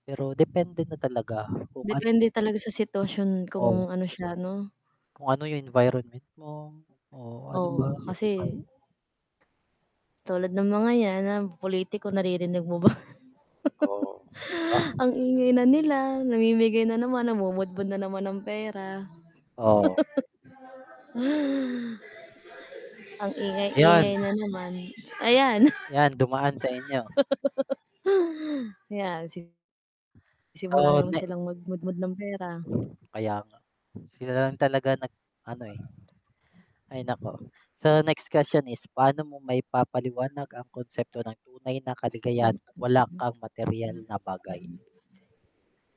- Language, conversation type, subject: Filipino, unstructured, Mas pipiliin mo bang maging masaya pero walang pera, o maging mayaman pero laging malungkot?
- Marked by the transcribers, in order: static; wind; tapping; mechanical hum; distorted speech; chuckle; "namumudmod" said as "namumudbod"; background speech; chuckle; laugh; unintelligible speech